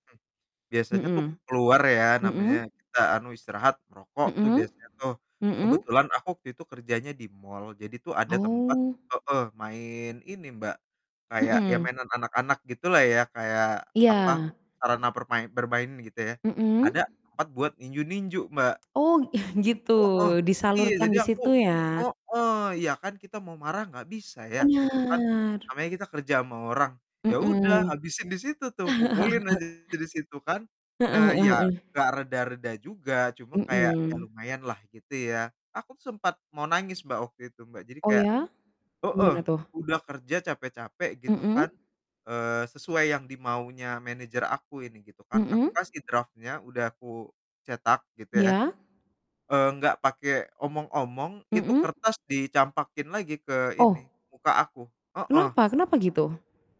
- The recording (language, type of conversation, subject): Indonesian, unstructured, Bagaimana cara kamu mengatasi stres kerja sehari-hari?
- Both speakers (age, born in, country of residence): 25-29, Indonesia, Indonesia; 30-34, Indonesia, Indonesia
- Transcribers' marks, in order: tapping; chuckle; drawn out: "Benar"; chuckle; distorted speech; static